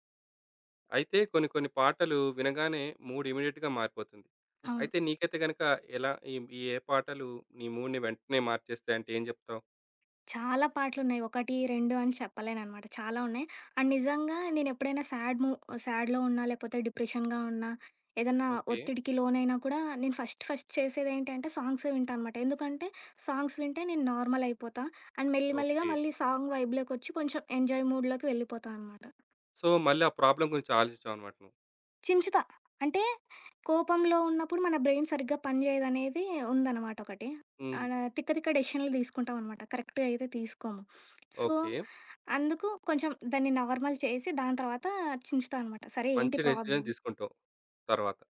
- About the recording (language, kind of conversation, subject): Telugu, podcast, ఏ పాటలు మీ మనస్థితిని వెంటనే మార్చేస్తాయి?
- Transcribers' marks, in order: other background noise; in English: "మూడ్ ఇమీడియట్‌గా"; in English: "మూడ్‌ని"; tapping; in English: "అండ్"; in English: "సాడ్"; in English: "సాడ్‌లో"; in English: "డిప్రెషన్‌గా"; in English: "ఫస్ట్ ఫస్ట్"; in English: "సాంగ్స్"; in English: "అండ్"; in English: "సాంగ్ వైబ్‌లోకి"; in English: "ఎంజాయ్ మూడ్‌లోకి"; in English: "సో"; in English: "ప్రాబ్లమ్"; in English: "బ్రెయిన్"; in English: "కరెక్ట్‌గ"; sniff; in English: "సో"; in English: "నార్మల్"; in English: "ప్రాబ్లమ్"